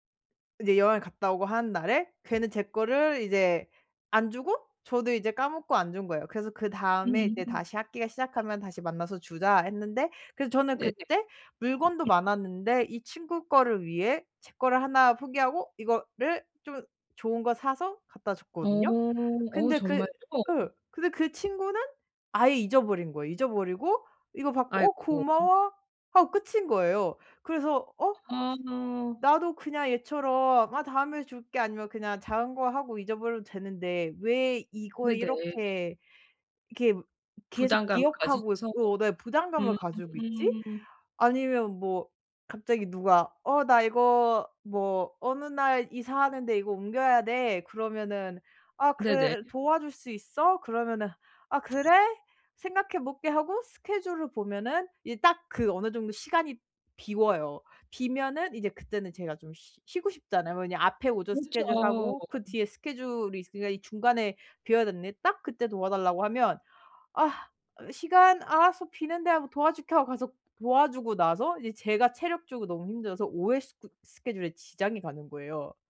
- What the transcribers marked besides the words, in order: other background noise
- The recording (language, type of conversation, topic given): Korean, advice, 감정 소진 없이 원치 않는 조언을 정중히 거절하려면 어떻게 말해야 할까요?